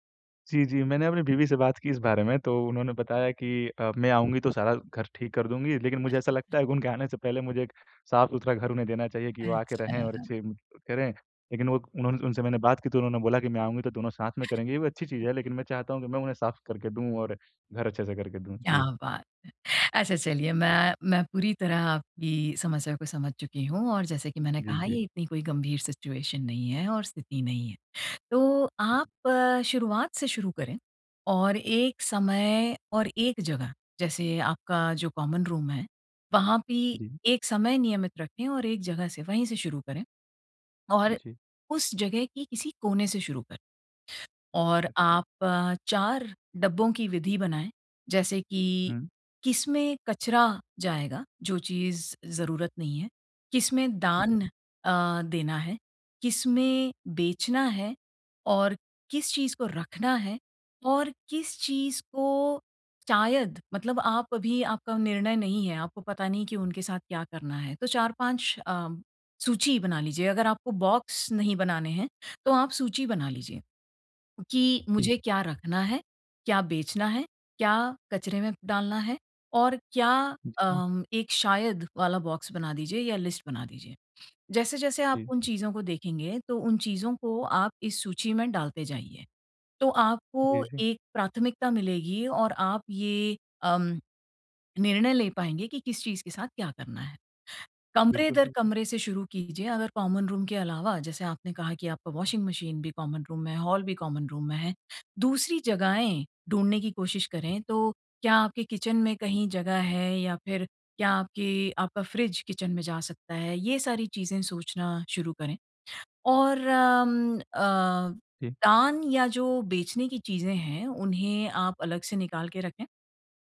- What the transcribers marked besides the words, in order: unintelligible speech; other background noise; in English: "सिचुएशन"; other noise; in English: "कॉमन रूम"; in English: "बॉक्स"; in English: "बॉक्स"; in English: "लिस्ट"; tapping; in English: "कॉमन रूम"; in English: "कॉमन रूम"; in English: "कॉमन रूम"; in English: "किचन"; in English: "किचन"
- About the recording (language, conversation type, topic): Hindi, advice, मैं अपने घर की अनावश्यक चीज़ें कैसे कम करूँ?